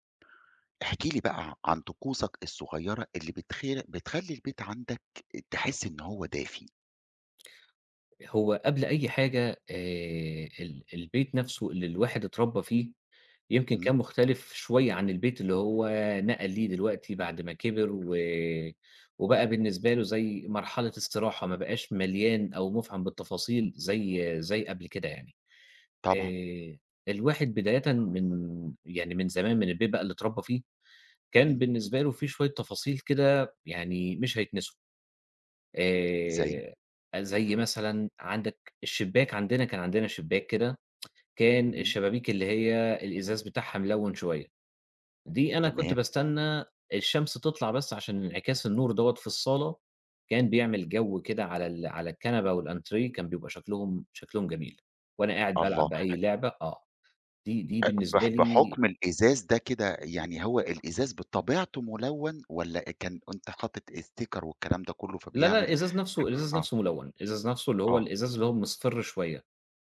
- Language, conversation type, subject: Arabic, podcast, ايه العادات الصغيرة اللي بتعملوها وبتخلي البيت دافي؟
- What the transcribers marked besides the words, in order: tapping; tsk; in French: "والأنتريه"; in English: "sticker"; other background noise